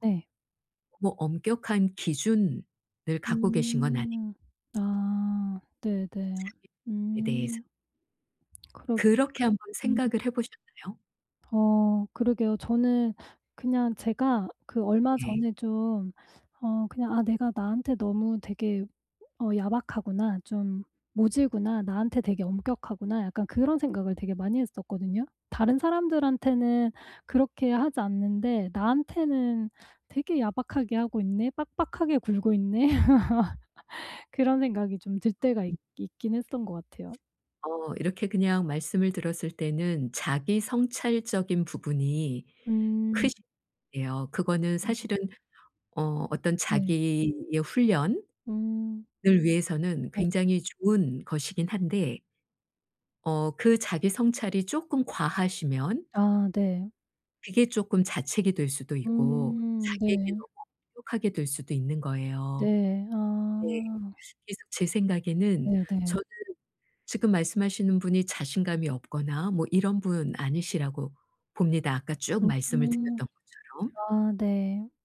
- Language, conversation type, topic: Korean, advice, 자기의심을 줄이고 자신감을 키우려면 어떻게 해야 하나요?
- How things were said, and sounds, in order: laugh; other background noise; unintelligible speech; background speech; tapping